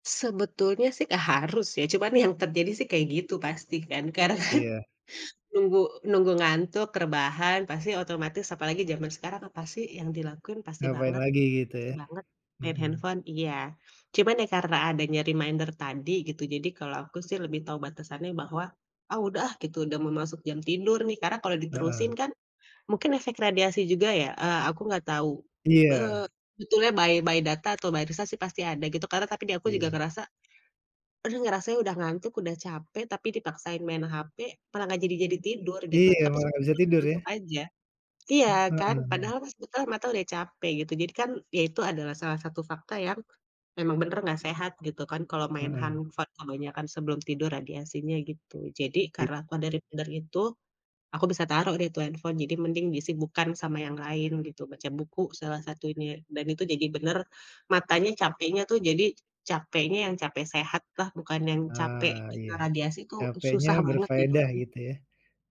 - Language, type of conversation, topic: Indonesian, podcast, Bagaimana kamu mengatur waktu layar agar tidak kecanduan?
- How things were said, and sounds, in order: laughing while speaking: "karena kan"; in English: "reminder"; tapping; in English: "by by"; in English: "by"; other background noise